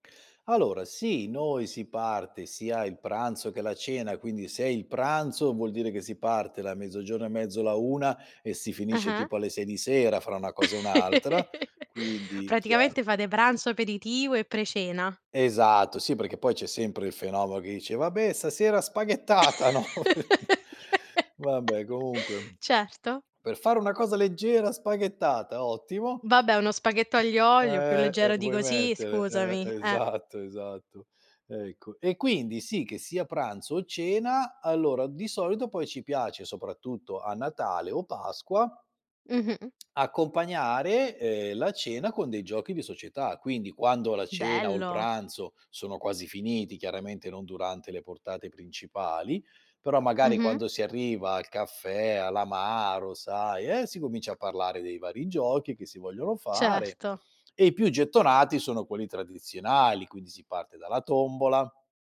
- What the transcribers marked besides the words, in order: laugh; laugh; chuckle; tapping; tongue click
- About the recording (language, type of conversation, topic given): Italian, podcast, Come festeggiate una ricorrenza importante a casa vostra?